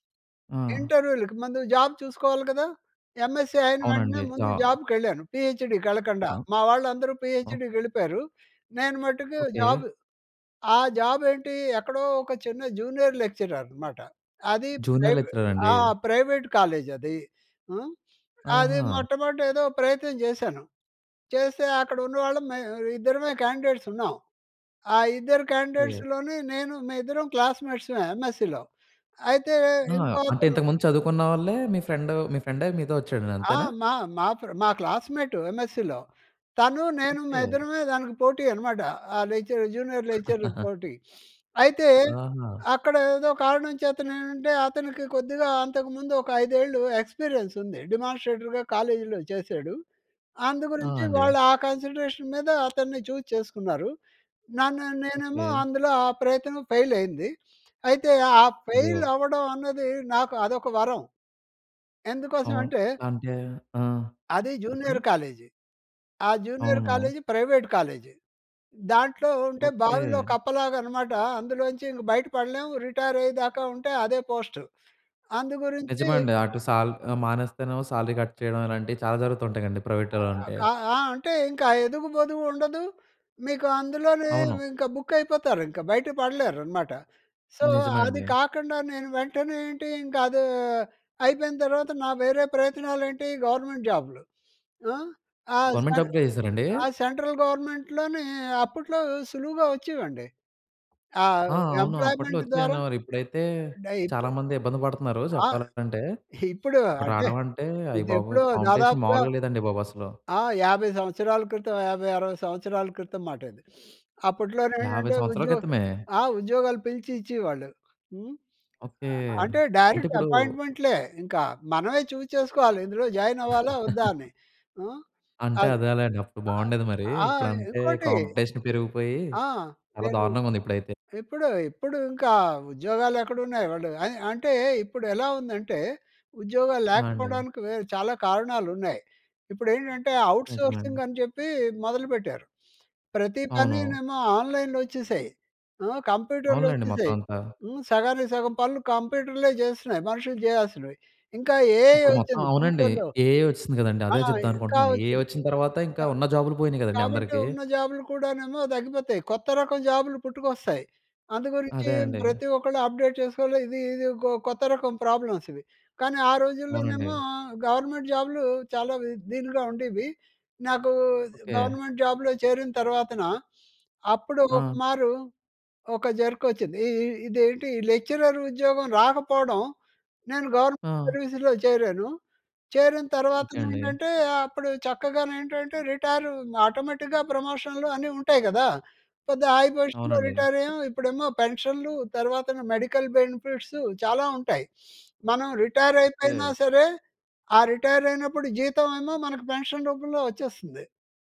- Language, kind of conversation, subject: Telugu, podcast, విఫలమైన ప్రయత్నం మిమ్మల్ని ఎలా మరింత బలంగా మార్చింది?
- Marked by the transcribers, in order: in English: "జాబ్"; in English: "ఎంఎస్‌సీ"; in English: "జాబ్‌కెళ్ళాను. పీహెచ్‍డీకెళ్ళకండా"; in English: "పీహెచ్‌డికెళ్ళిపోయరు"; in English: "జాబ్"; in English: "జూనియర్ లెక్చరర్"; in English: "జూనియర్"; in English: "ప్రైవేట్"; in English: "క్యాండిడేట్స్"; in English: "క్యాండిడేట్స్‌లోని"; in English: "క్లాస్మేట్స్‌మే ఎమ్‌ఎస్‌సీలో"; in English: "ఎంఎస్‌సీలో"; in English: "లెక్చరర్ జూనియర్ లెక్చరర్"; chuckle; in English: "డెమాన్‌స్ట్రేటర్‍గా"; tapping; in English: "కన్సిడరేషన్"; in English: "చూజ్"; in English: "జూనియర్"; in English: "జూనియర్"; in English: "ప్రైవేట్"; in English: "సాలరీ కట్"; other noise; in English: "సో"; in English: "గవర్నమెంట్"; in English: "సెంట్రల్ గవర్నమెంట్‍లోనే"; in English: "గవర్నమెంట్ జాబ్"; in English: "ఎంప్లాయ్‌మెంట్"; in English: "కాంపిటీషన్"; in English: "చూజ్"; other background noise; chuckle; in English: "కాంపిటీషన్"; in English: "ఔట్‌సోర్సింగ్"; in English: "ఆన్‍లైన్‍లో"; in English: "ఏఐ"; in English: "ఫ్యూచర్‌లో"; in English: "ఏఐ"; in English: "ఏఐ"; in English: "అప్డేట్"; in English: "ప్రాబ్లమ్స్"; in English: "గవర్నమెంట్"; in English: "గవర్నమెంట్ జాబ్‌లో"; in English: "లెక్చరర్"; in English: "గవర్నమెంట్ సర్వీస్‌లో"; in English: "ఆటోమేటిక్‌గా"; in English: "హై పొజిషన్‌లో"; in English: "మెడికల్"; in English: "పెన్షన్"